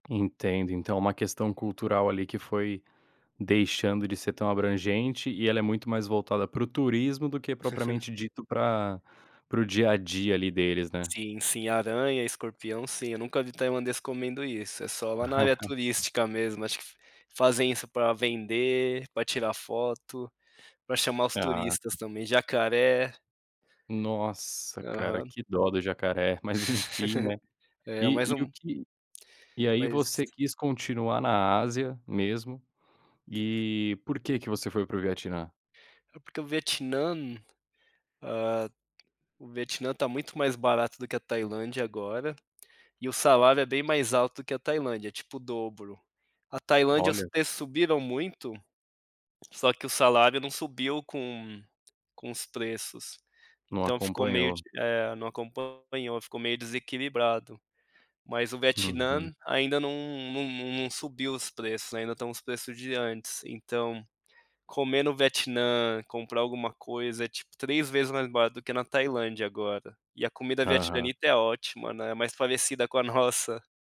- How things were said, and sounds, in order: tapping; chuckle; chuckle; chuckle
- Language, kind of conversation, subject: Portuguese, podcast, Você pode me contar sobre uma viagem em meio à natureza que mudou a sua visão de mundo?